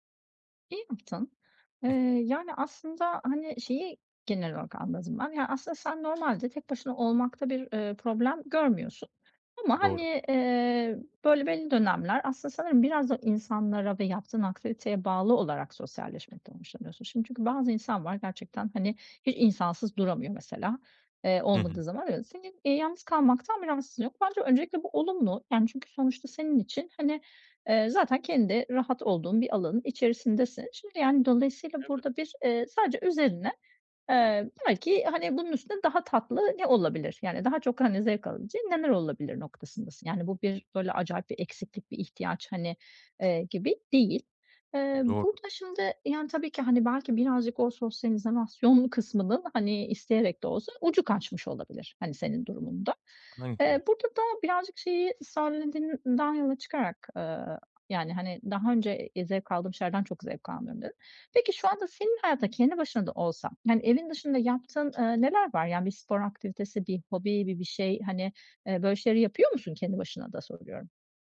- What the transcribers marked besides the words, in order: other noise; other background noise; tapping
- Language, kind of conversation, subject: Turkish, advice, Sosyal zamanla yalnız kalma arasında nasıl denge kurabilirim?